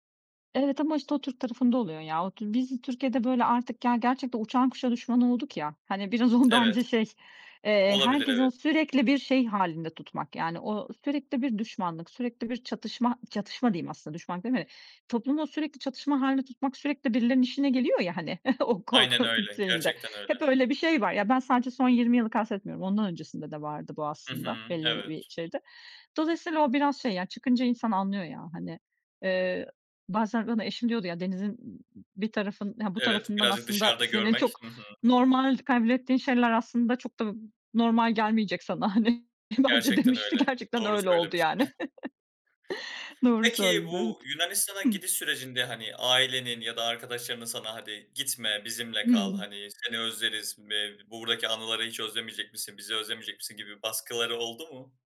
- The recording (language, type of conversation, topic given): Turkish, podcast, İçgüdülerine güvenerek aldığın en büyük kararı anlatır mısın?
- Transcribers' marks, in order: chuckle; laughing while speaking: "o korku şeyinde"; unintelligible speech; chuckle